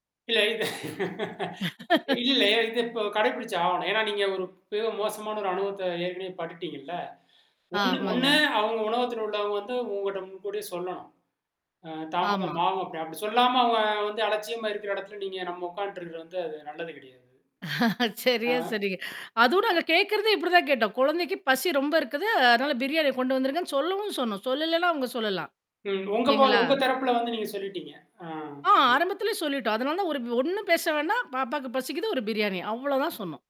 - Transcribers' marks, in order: chuckle; other background noise; laugh; mechanical hum; static; chuckle; unintelligible speech; distorted speech
- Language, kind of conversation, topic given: Tamil, podcast, முகம் காட்டாமல் போன ஒரு மோசமான ஹோட்டல் அனுபவத்தைப் பற்றி சொல்ல முடியுமா?